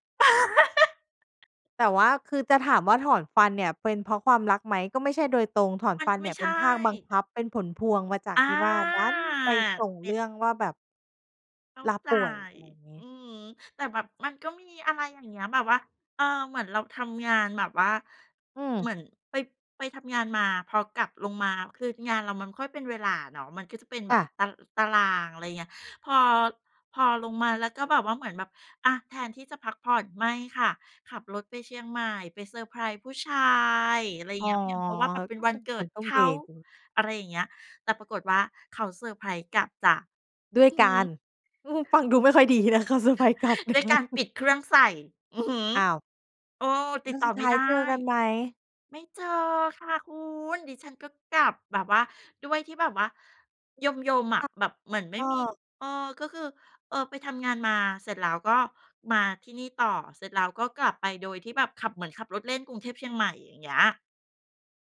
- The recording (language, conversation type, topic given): Thai, podcast, ถ้าคุณกลับเวลาได้ คุณอยากบอกอะไรกับตัวเองในตอนนั้น?
- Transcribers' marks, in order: laugh; other background noise; drawn out: "อา"; laughing while speaking: "ฟังดูไม่ค่อยดีนะคะเซอร์ไพรส์กลับ"